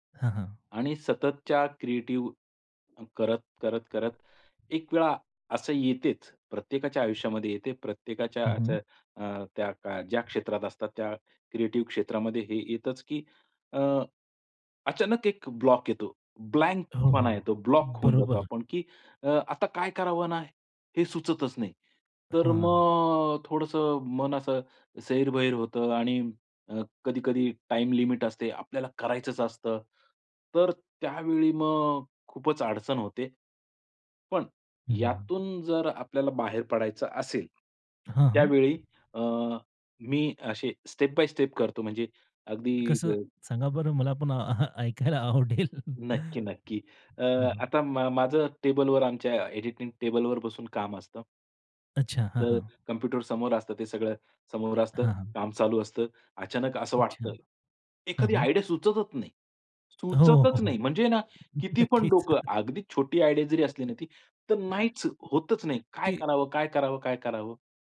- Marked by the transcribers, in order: other background noise; tapping; in English: "स्टेप बाय स्टेप"; chuckle; in English: "आयडिया"; laughing while speaking: "नक्कीच"; in English: "आयडिया"
- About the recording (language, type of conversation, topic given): Marathi, podcast, सर्जनशीलतेचा अडथळा आला की तो ओलांडण्यासाठी तुम्ही काय करता?